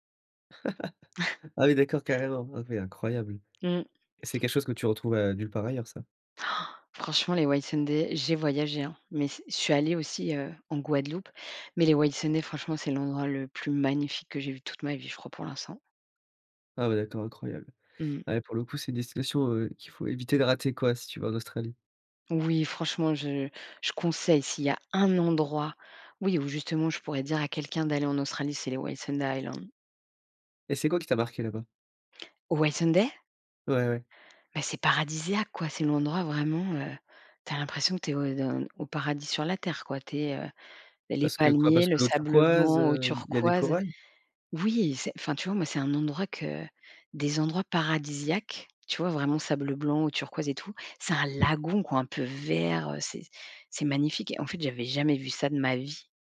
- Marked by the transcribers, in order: chuckle; tapping; stressed: "un"; stressed: "lagon"
- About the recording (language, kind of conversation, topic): French, podcast, Peux-tu me raconter un voyage qui t’a vraiment marqué ?